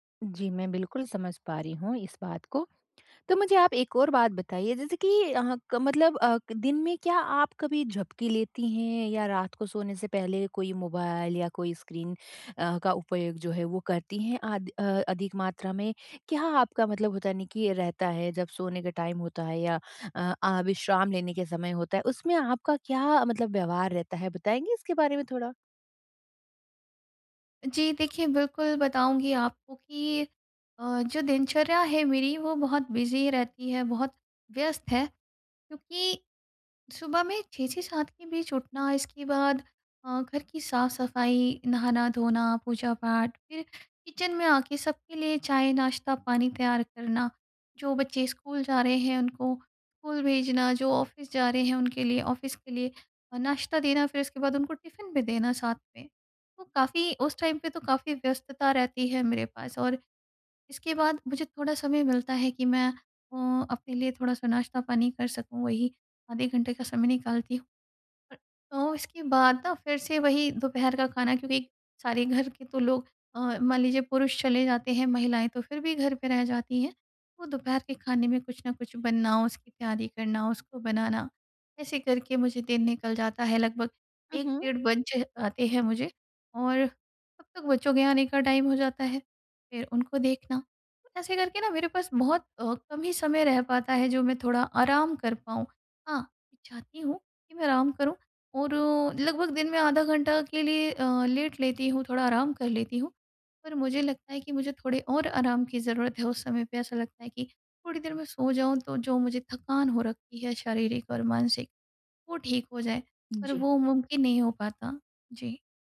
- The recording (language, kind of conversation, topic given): Hindi, advice, हम हर दिन एक समान सोने और जागने की दिनचर्या कैसे बना सकते हैं?
- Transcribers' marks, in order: in English: "टाइम"; in English: "बिज़ी"; in English: "किचन"; in English: "ऑफ़िस"; in English: "ऑफ़िस"; in English: "टिफिन"; in English: "टाइम"; in English: "टाइम"